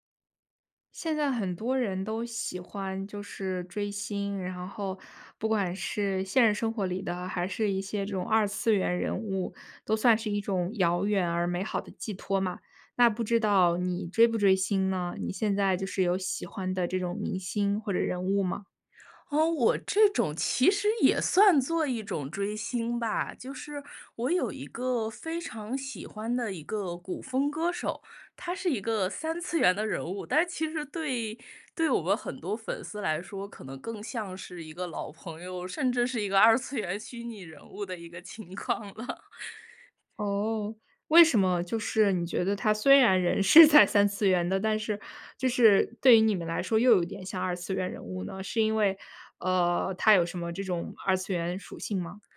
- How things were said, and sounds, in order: laughing while speaking: "二次元"; laughing while speaking: "情况了"; laughing while speaking: "是在"
- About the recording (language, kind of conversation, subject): Chinese, podcast, 你能和我们分享一下你的追星经历吗？